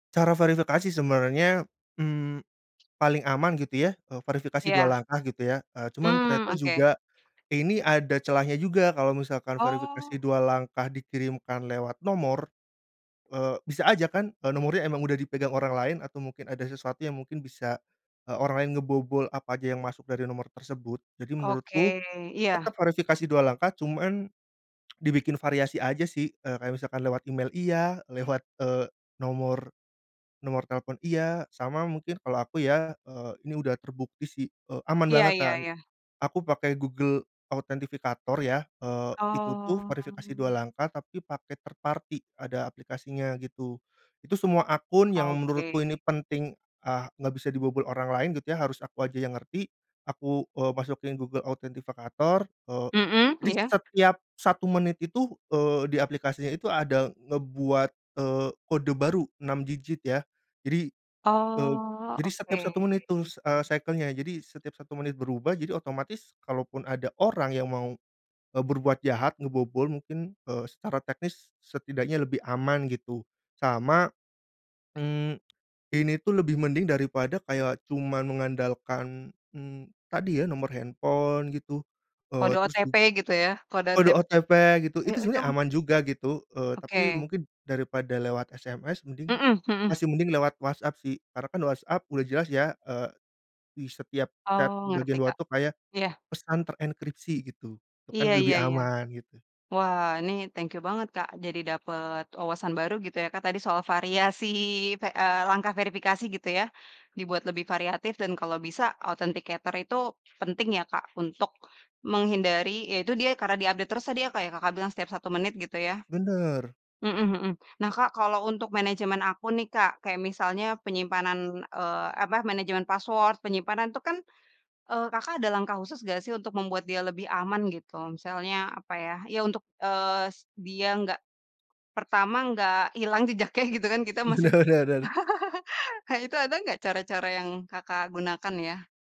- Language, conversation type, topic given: Indonesian, podcast, Bagaimana cara sederhana menjaga keamanan akun di ponsel?
- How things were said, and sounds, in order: other background noise; drawn out: "Oh"; in English: "third party"; drawn out: "oke"; in English: "cycle-nya"; tapping; in English: "chat"; in English: "authenticator"; in English: "update"; in English: "password"; laughing while speaking: "Bener bener"; chuckle